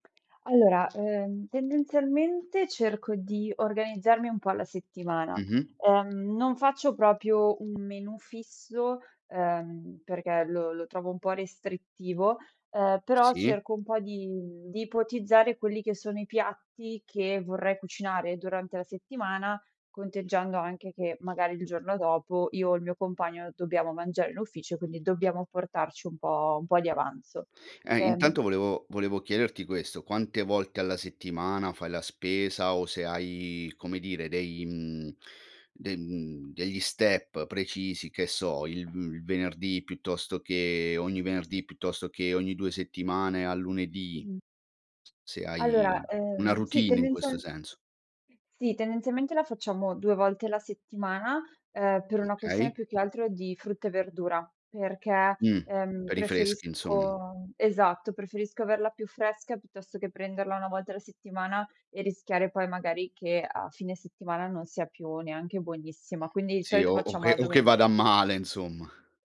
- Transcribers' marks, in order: other background noise; "proprio" said as "propio"; in English: "step"; unintelligible speech; laughing while speaking: "male"
- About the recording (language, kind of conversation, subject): Italian, podcast, Come organizzi la spesa per ridurre sprechi e imballaggi?